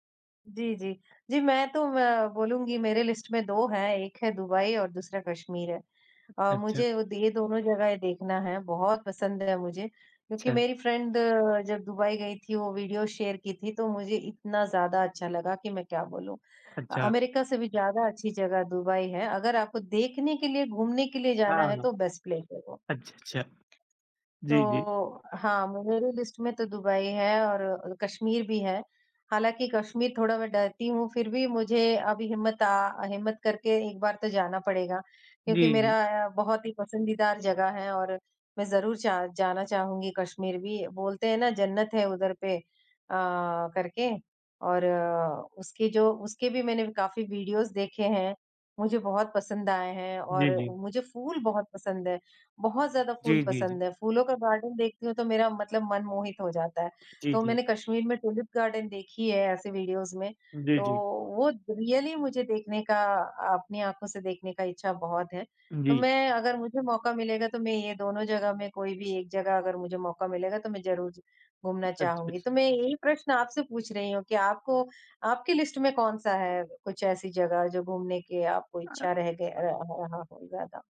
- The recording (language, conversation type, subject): Hindi, unstructured, क्या आपको घूमने जाना पसंद है, और आपकी सबसे यादगार यात्रा कौन-सी रही है?
- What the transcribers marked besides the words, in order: in English: "लिस्ट"; in English: "फ्रेंड"; in English: "शेयर"; in English: "बेस्ट प्लेस"; alarm; tapping; in English: "लिस्ट"; in English: "वीडियोज़"; in English: "गार्डन"; in English: "गार्डन"; in English: "वीडियोज़"; in English: "रियली"; in English: "लिस्ट"; unintelligible speech; other background noise